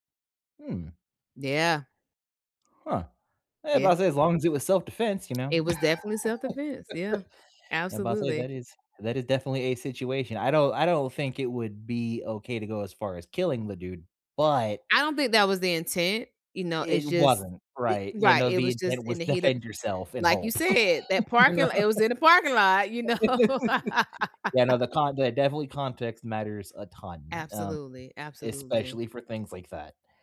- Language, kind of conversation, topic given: English, unstructured, Is it fair to judge someone by their past mistakes?
- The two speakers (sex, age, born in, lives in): female, 45-49, United States, United States; male, 30-34, United States, United States
- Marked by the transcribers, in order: other background noise; laugh; laugh; laughing while speaking: "you know?"; laugh; laughing while speaking: "you know?"; laugh; tapping